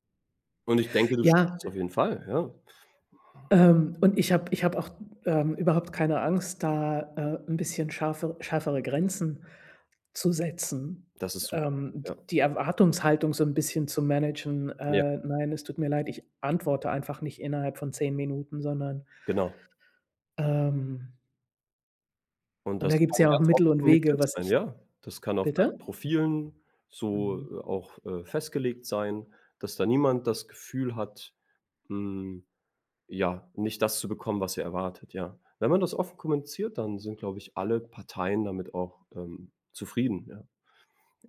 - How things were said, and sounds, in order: none
- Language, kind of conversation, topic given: German, advice, Wie kann ich es schaffen, mich länger auf Hausaufgaben oder Arbeit zu konzentrieren?